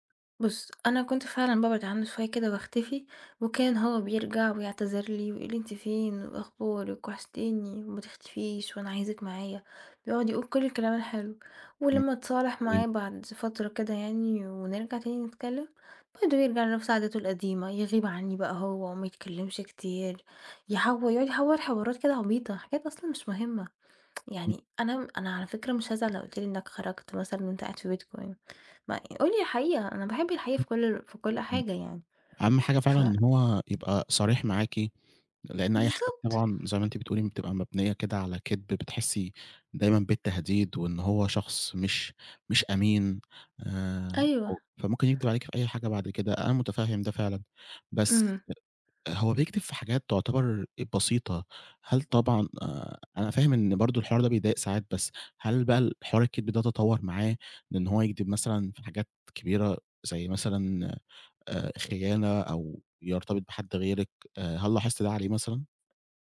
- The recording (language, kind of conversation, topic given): Arabic, advice, إزاي أقرر أسيب ولا أكمل في علاقة بتأذيني؟
- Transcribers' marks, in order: tsk; tapping